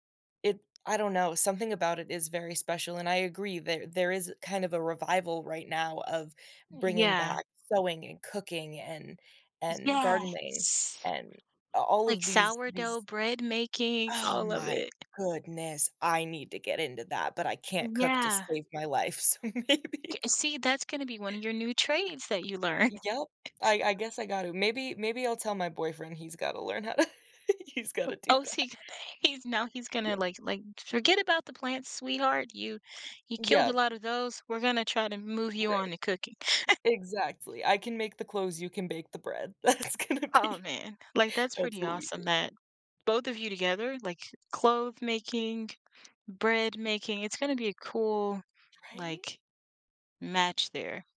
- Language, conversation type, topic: English, unstructured, What hobbies should everyone try at least once?
- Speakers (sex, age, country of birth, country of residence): female, 18-19, United States, United States; female, 30-34, United States, United States
- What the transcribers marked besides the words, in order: tapping; drawn out: "Yes"; other background noise; laughing while speaking: "maybe"; laughing while speaking: "learn"; chuckle; laughing while speaking: "he's got to do that"; chuckle; laughing while speaking: "That's gonna be"